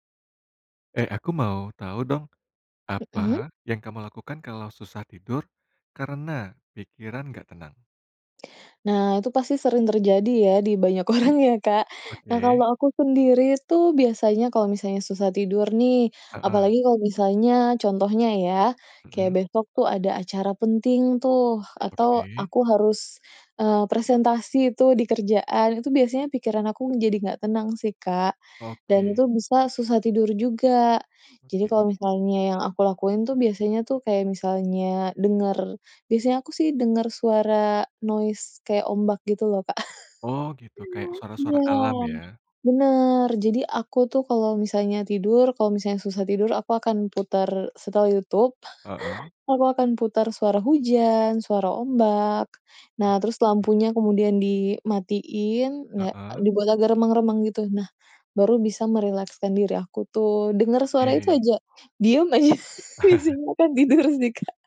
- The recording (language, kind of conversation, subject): Indonesian, podcast, Apa yang kamu lakukan kalau susah tidur karena pikiran nggak tenang?
- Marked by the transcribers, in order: laughing while speaking: "orang"; in English: "noise"; laugh; chuckle; laugh; laughing while speaking: "biasanya akan tidur sih, Kak"; chuckle; other background noise